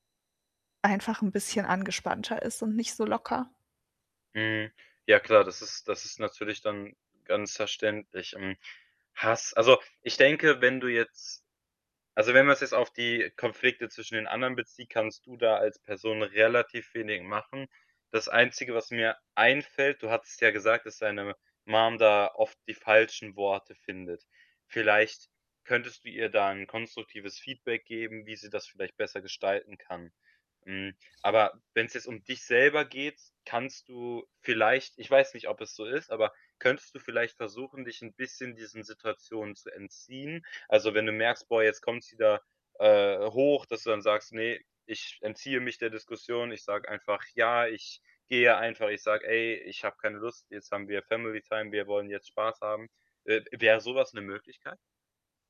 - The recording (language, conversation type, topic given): German, advice, Wie gehe ich mit Konflikten und enttäuschten Erwartungen bei Feiern um?
- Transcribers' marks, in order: other background noise; in English: "Family Time"